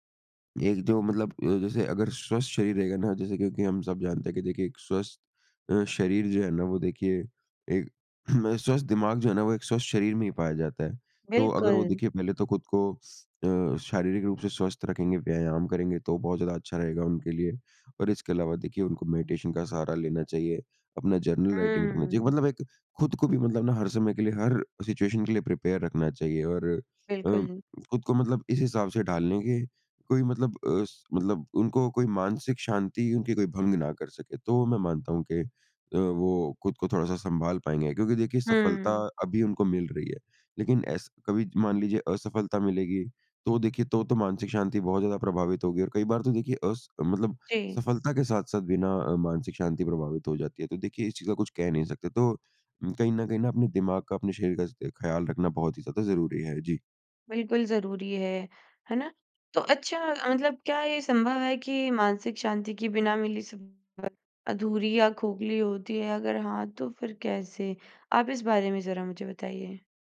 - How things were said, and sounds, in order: throat clearing; in English: "मेडिटेशन"; in English: "जर्नल राइटिंग"; in English: "सिचुएशन"; in English: "प्रिपेयर"
- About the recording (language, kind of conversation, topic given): Hindi, podcast, क्या मानसिक शांति सफलता का एक अहम हिस्सा है?